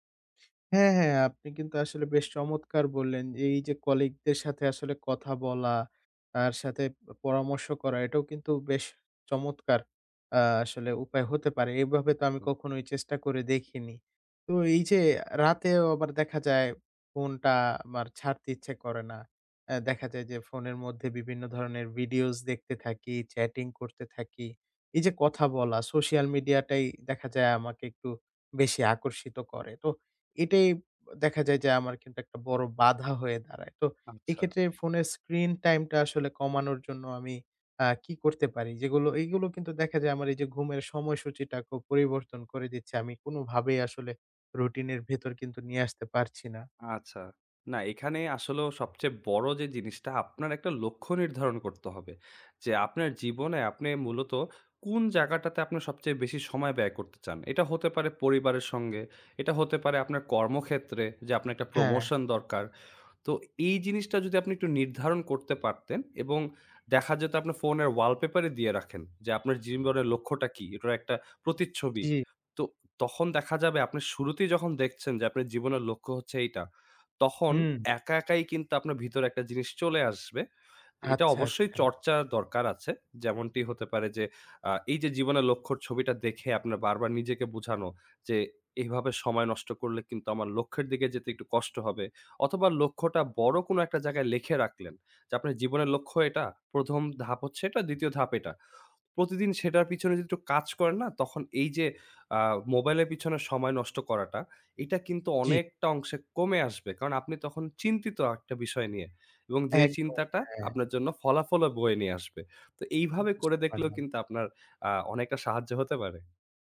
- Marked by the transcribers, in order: other background noise; other noise; tapping; in English: "promotion"; horn; "জীবনের" said as "জিমগরের"; alarm
- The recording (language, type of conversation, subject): Bengali, advice, রাতে ঘুম ঠিক রাখতে কতক্ষণ পর্যন্ত ফোনের পর্দা দেখা নিরাপদ?